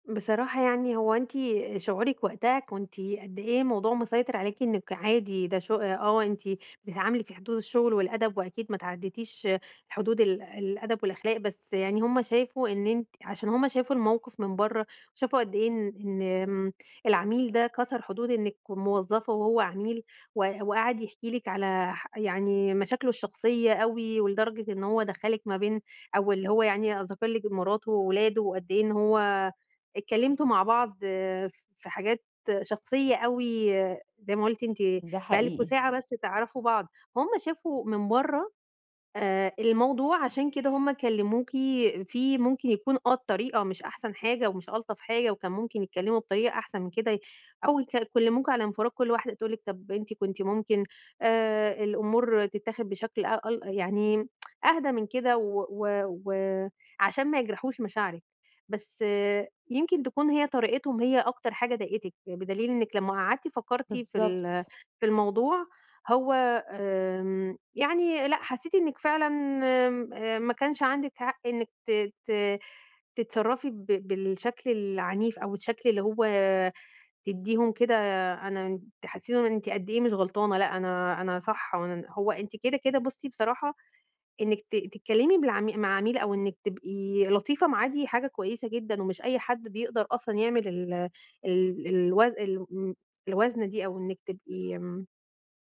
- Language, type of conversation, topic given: Arabic, advice, إمتى أقبل النقد وإمتى أدافع عن نفسي من غير ما أجرح علاقاتي؟
- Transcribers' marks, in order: tapping; tsk